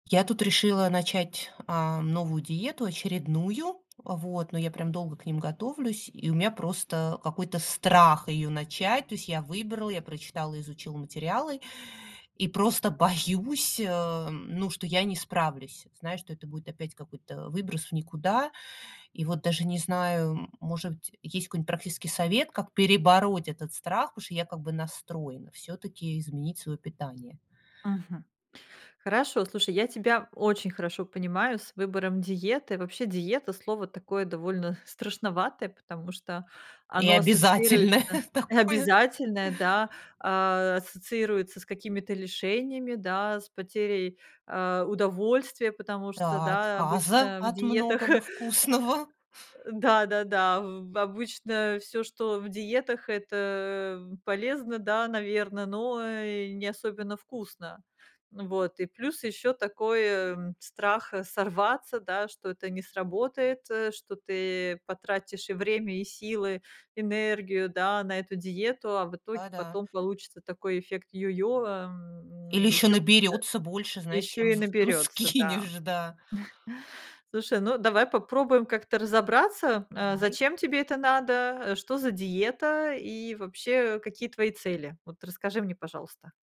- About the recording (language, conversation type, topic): Russian, advice, Какой страх или тревогу вы испытываете перед переходом на новую диету?
- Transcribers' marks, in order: laughing while speaking: "обязательное такое"; laughing while speaking: "вкусного"; chuckle; other background noise; chuckle; laughing while speaking: "скинешь"